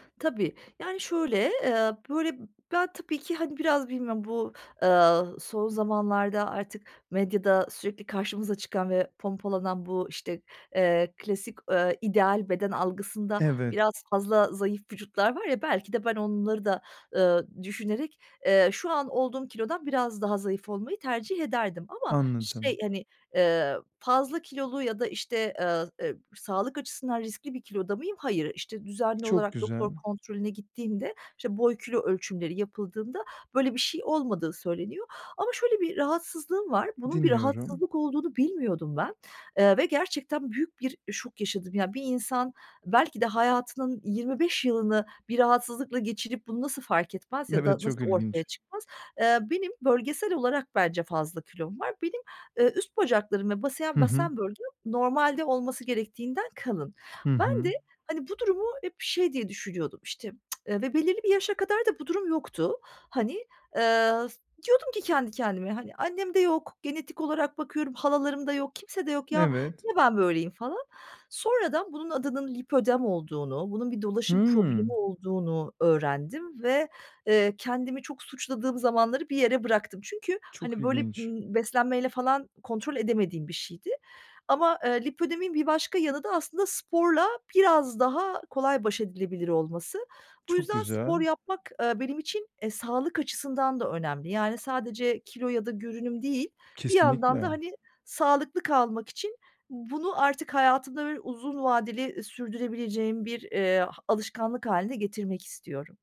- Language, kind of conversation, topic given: Turkish, advice, Motivasyonumu nasıl uzun süre koruyup düzenli egzersizi alışkanlığa dönüştürebilirim?
- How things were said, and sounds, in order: other background noise; laughing while speaking: "Evet"; tapping; tsk; in German: "Lipödem"; drawn out: "Hıı"; in German: "Lipödem in"